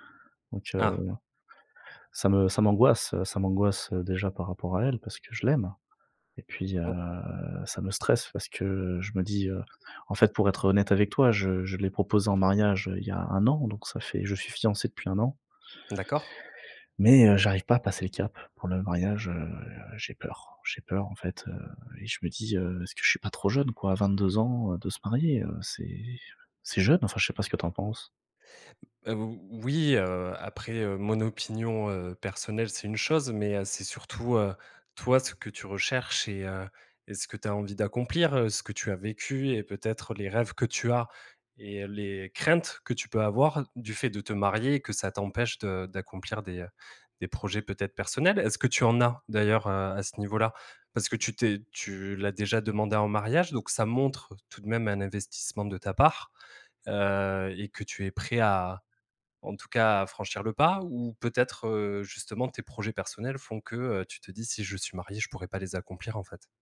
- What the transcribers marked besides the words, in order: tapping
- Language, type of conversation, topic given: French, advice, Ressentez-vous une pression sociale à vous marier avant un certain âge ?
- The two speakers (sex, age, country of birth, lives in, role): male, 30-34, France, France, advisor; male, 30-34, France, France, user